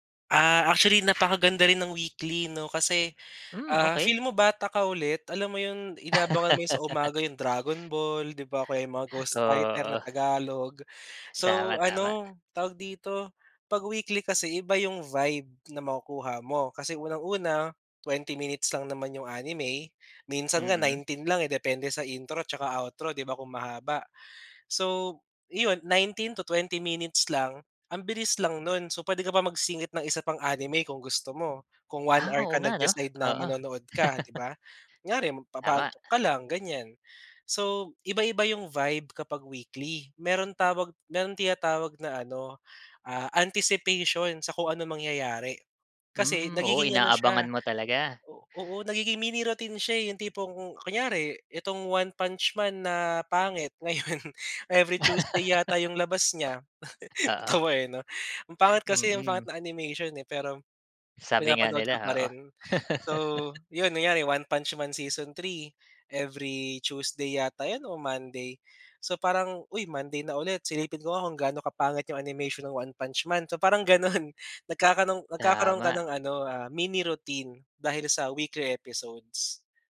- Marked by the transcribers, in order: other noise; laugh; laugh; in English: "anticipation"; in English: "mini routine"; laughing while speaking: "ngayon"; laugh; laughing while speaking: "Natawa"; "kunyari" said as "yari"; laugh; laughing while speaking: "gano'n"; in English: "mini routine"
- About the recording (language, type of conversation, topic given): Filipino, podcast, Paano nag-iiba ang karanasan mo kapag sunod-sunod mong pinapanood ang isang serye kumpara sa panonood ng tig-isang episode bawat linggo?